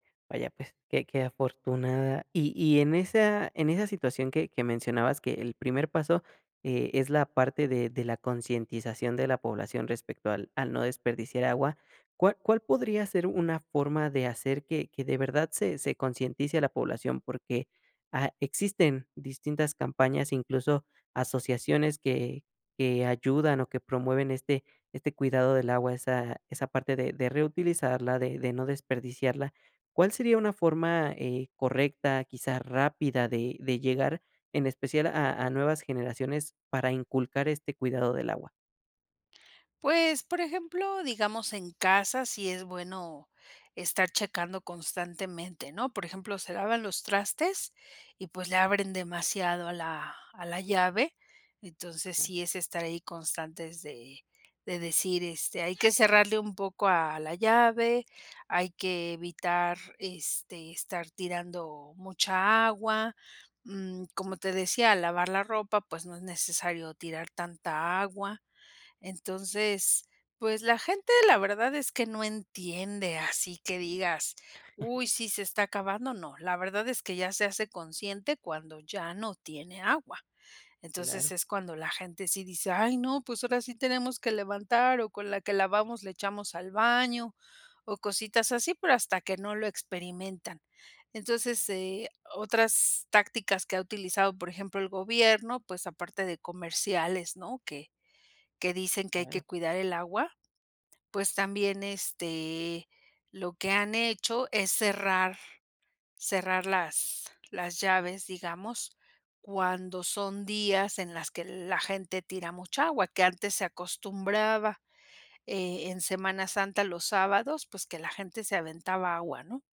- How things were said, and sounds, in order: tapping; chuckle
- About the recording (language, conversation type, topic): Spanish, podcast, ¿Qué consejos darías para ahorrar agua en casa?